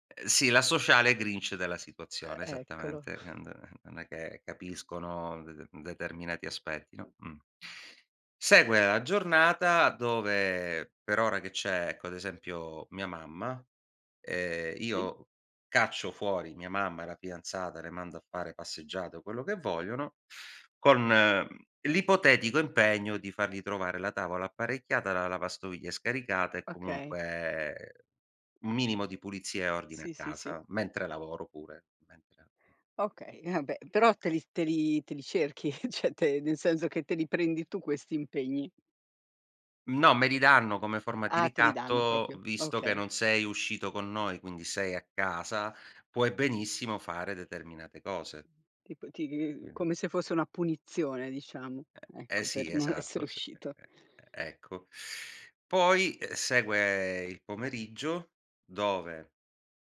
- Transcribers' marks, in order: chuckle; "cioè" said as "ceh"; "proprio" said as "propio"; tapping; other background noise
- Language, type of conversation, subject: Italian, podcast, Come bilanciate concretamente lavoro e vita familiare nella vita di tutti i giorni?